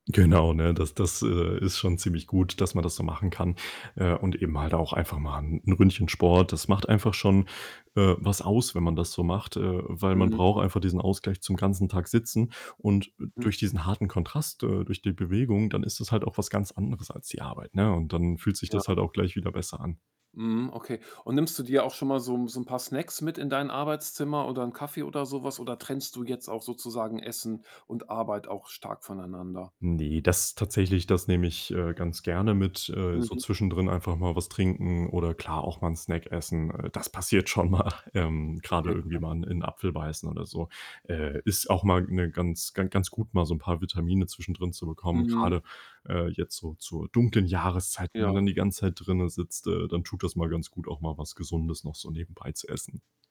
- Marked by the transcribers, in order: static; distorted speech; other background noise; laughing while speaking: "mal"; tapping
- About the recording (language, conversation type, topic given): German, podcast, Wie setzt du klare Grenzen zwischen Job und Privatleben?